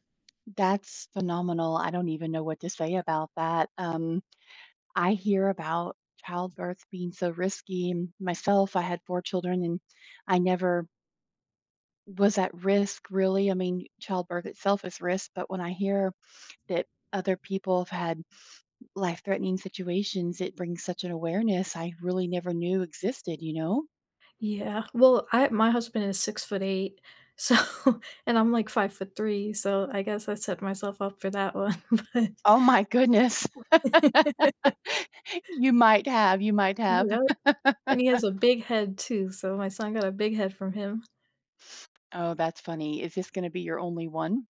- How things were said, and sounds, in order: other background noise; laughing while speaking: "so"; laughing while speaking: "but"; chuckle; laugh; chuckle
- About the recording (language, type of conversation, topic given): English, unstructured, What is a happy memory that always makes you smile when you think of it?
- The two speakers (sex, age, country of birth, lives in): female, 30-34, United States, United States; female, 45-49, United States, United States